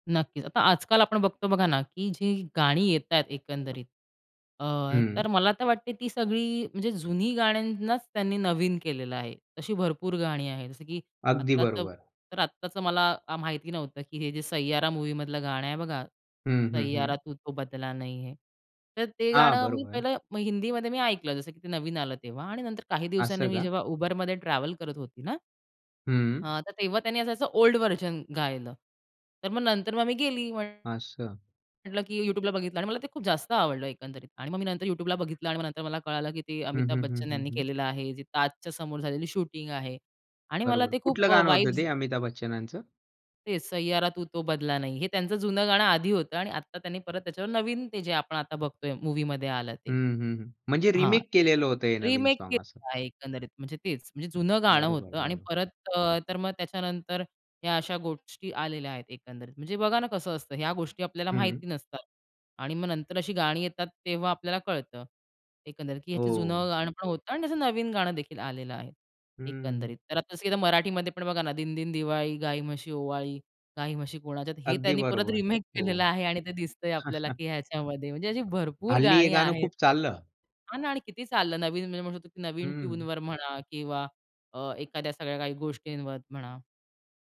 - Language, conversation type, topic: Marathi, podcast, जुनी गाणी शोधताना तुम्हाला कोणती आश्चर्यकारक गोष्ट समोर आली?
- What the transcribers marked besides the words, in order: other background noise; tapping; in English: "ओल्ड व्हर्जन"; in English: "वाइब्स"; horn; laughing while speaking: "रिमेक केलेलं आहे"; chuckle